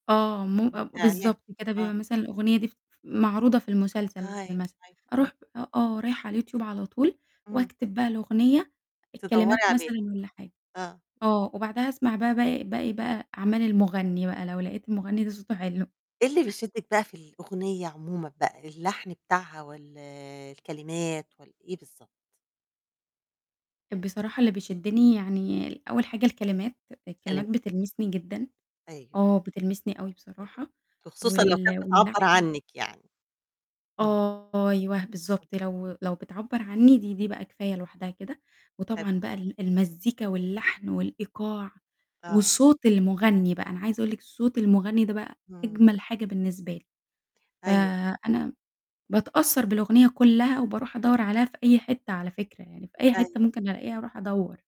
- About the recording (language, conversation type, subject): Arabic, podcast, إزاي بتلاقي أغاني جديدة دلوقتي؟
- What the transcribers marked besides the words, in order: unintelligible speech; distorted speech; tapping; unintelligible speech